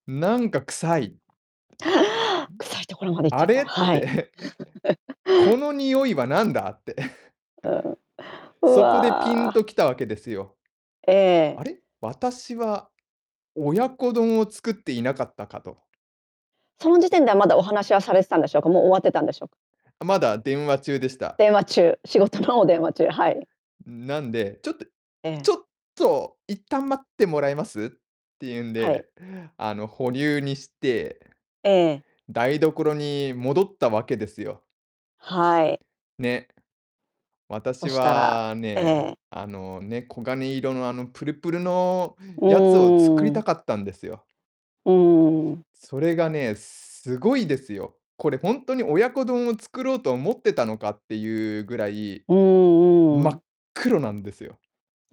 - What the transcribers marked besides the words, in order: mechanical hum; inhale; laughing while speaking: "って"; other background noise; laugh; chuckle; laughing while speaking: "仕事の"; static; drawn out: "うーん"
- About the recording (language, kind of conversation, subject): Japanese, podcast, 料理でやらかしてしまった面白い失敗談はありますか？